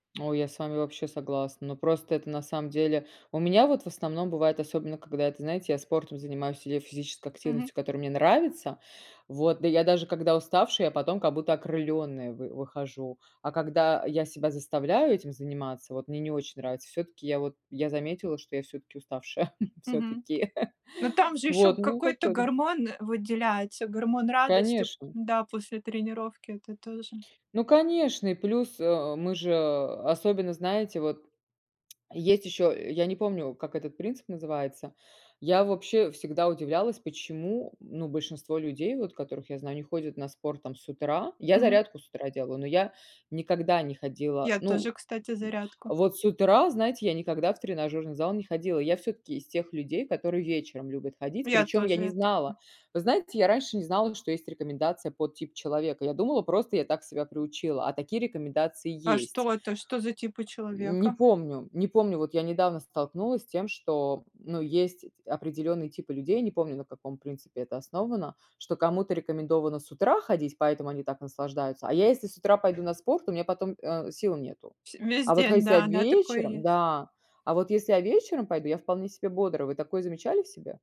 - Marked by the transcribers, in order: tapping; other background noise; chuckle; background speech; chuckle; unintelligible speech; grunt; drawn out: "вечером"
- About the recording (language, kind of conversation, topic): Russian, unstructured, Как спорт влияет на наше настроение и общее самочувствие?